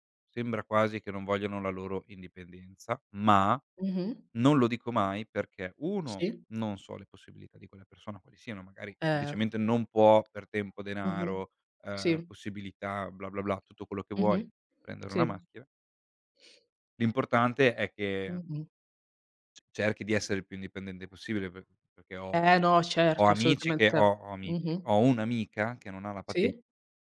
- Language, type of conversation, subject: Italian, unstructured, Come ti piace passare il tempo con i tuoi amici?
- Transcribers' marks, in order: "indipendente" said as "indipendende"; tapping